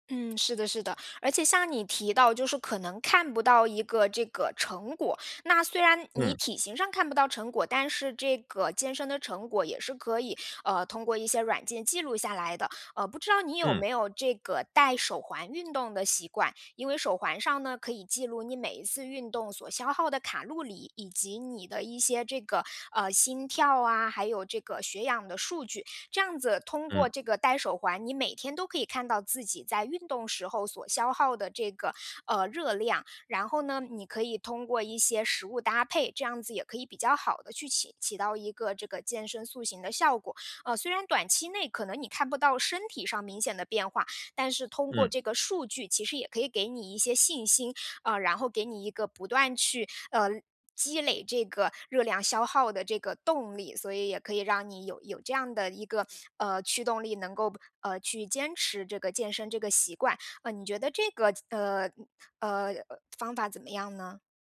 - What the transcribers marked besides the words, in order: tapping
- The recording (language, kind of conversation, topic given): Chinese, advice, 如何持续保持对爱好的动力？